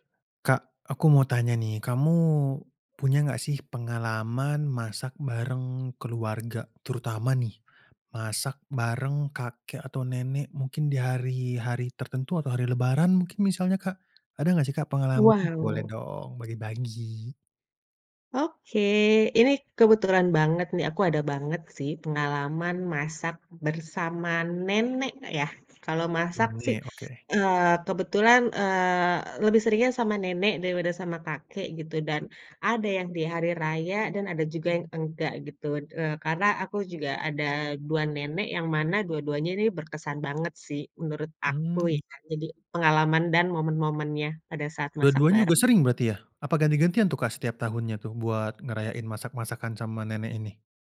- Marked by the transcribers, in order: none
- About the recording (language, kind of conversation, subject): Indonesian, podcast, Ceritakan pengalaman memasak bersama nenek atau kakek dan apakah ada ritual yang berkesan?